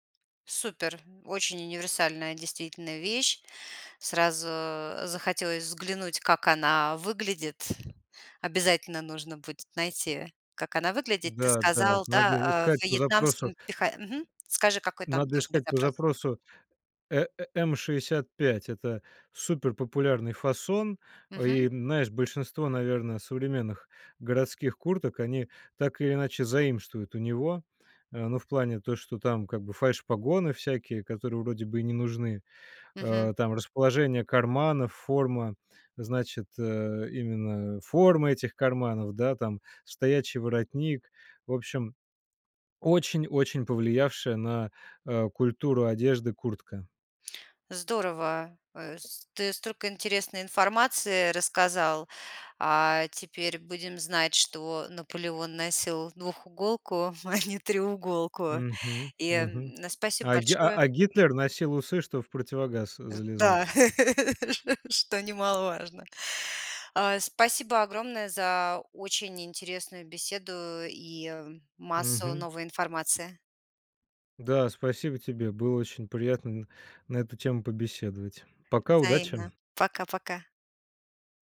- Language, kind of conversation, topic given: Russian, podcast, Какой фильм или сериал изменил твоё чувство стиля?
- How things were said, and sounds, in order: other background noise; tapping; laughing while speaking: "а не треуголку"; laugh